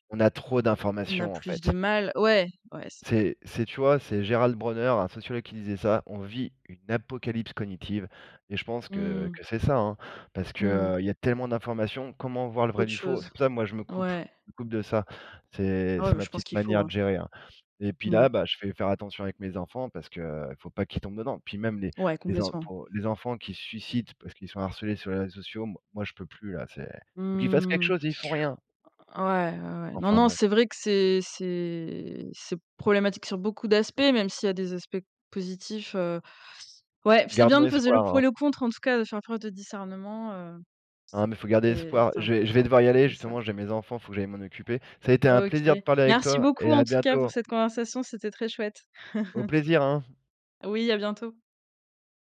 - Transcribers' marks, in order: drawn out: "Mmh"; chuckle
- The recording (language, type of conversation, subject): French, unstructured, Comment la technologie change-t-elle nos relations sociales aujourd’hui ?